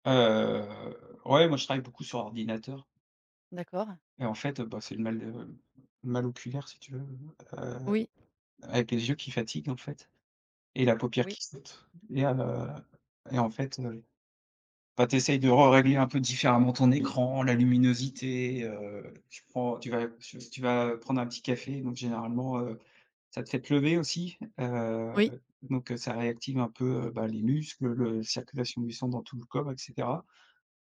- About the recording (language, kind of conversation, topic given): French, podcast, Comment gères-tu les petites baisses d’énergie au cours de la journée ?
- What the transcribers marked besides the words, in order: drawn out: "Heu"; other background noise